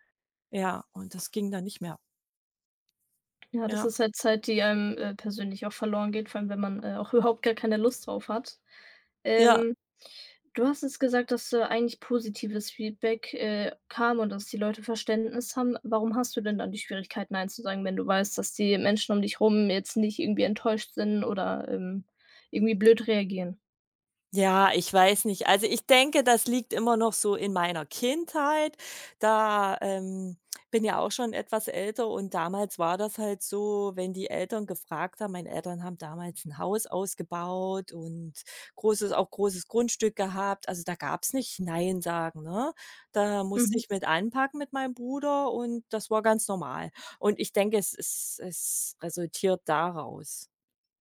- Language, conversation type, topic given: German, advice, Wie kann ich Nein sagen und meine Grenzen ausdrücken, ohne mich schuldig zu fühlen?
- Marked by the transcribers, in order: tapping; laughing while speaking: "überhaupt"